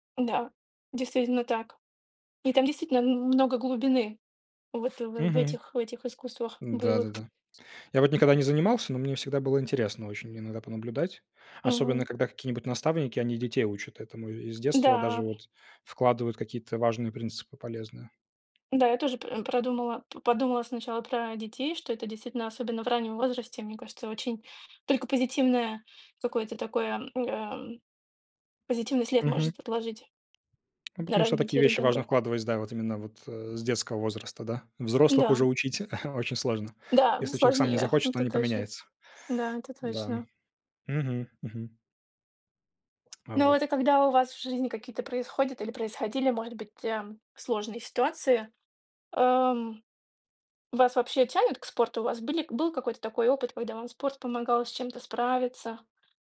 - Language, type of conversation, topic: Russian, unstructured, Как спорт помогает тебе справляться со стрессом?
- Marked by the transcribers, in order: other background noise; tapping; chuckle